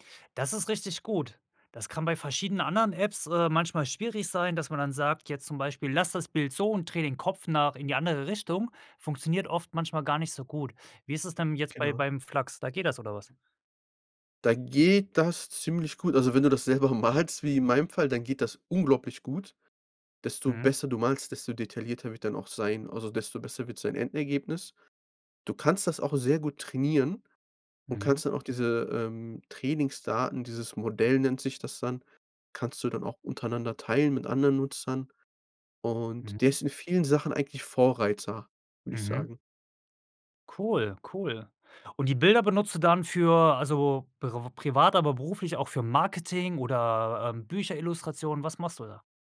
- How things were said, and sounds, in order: laughing while speaking: "das selber malst"; stressed: "unglaublich"
- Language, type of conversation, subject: German, podcast, Welche Apps erleichtern dir wirklich den Alltag?